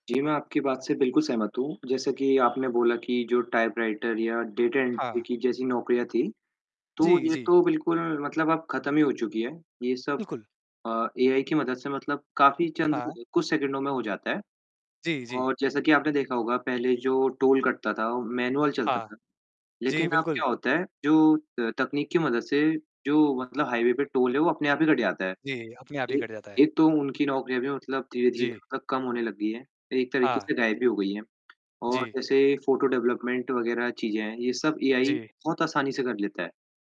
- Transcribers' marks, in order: distorted speech; horn; in English: "टाइपराइटर"; in English: "डाटा एंट्री"; tapping; in English: "मैनुअल"; in English: "डेवलपमेंट"
- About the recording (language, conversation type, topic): Hindi, unstructured, क्या तकनीक के बढ़ते उपयोग से नौकरी के अवसर कम हो रहे हैं?